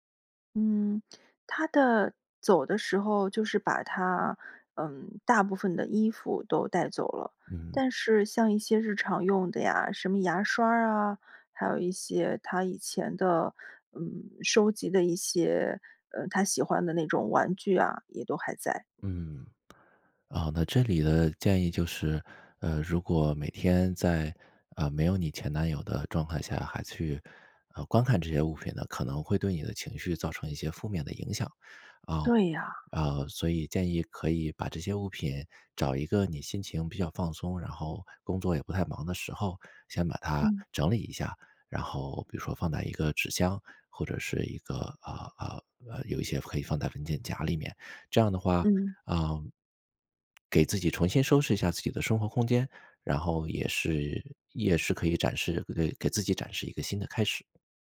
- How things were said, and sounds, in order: other background noise
- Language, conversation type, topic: Chinese, advice, 伴侣分手后，如何重建你的日常生活？